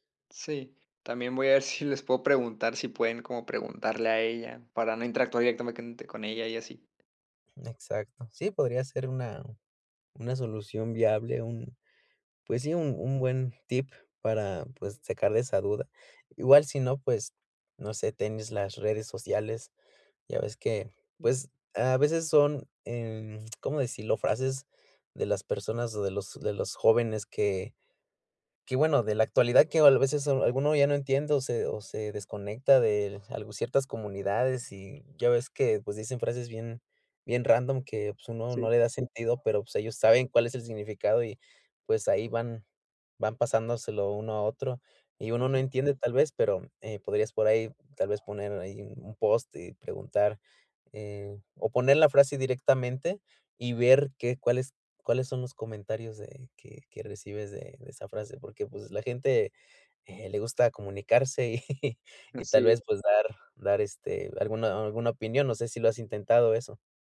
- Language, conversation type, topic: Spanish, advice, ¿Cómo puedo interpretar mejor comentarios vagos o contradictorios?
- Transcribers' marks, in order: tapping; laughing while speaking: "y"